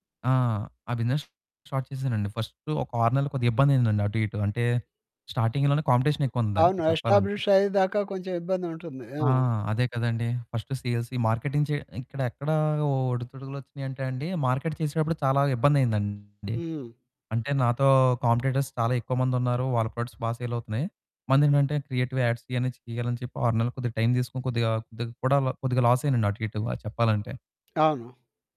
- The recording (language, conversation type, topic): Telugu, podcast, నీ జీవితంలో వచ్చిన ఒక పెద్ద మార్పు గురించి చెప్పగలవా?
- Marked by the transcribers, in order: in English: "బిజినెస్ స్టార్ట్"; in English: "ఫస్ట్"; in English: "స్టార్టింగ్‌లోనే కాంపిటీషన్"; other background noise; in English: "ఎస్టాబ్లిష్"; in English: "ఫస్ట్ సేల్స్ మార్కెటింగ్"; in English: "మార్కెట్"; distorted speech; in English: "కాంపిటీటర్స్"; in English: "ప్రొడక్ట్స్"; in English: "సేల్"; in English: "క్రియేటివ్ యాడ్స్"; in English: "లాస్"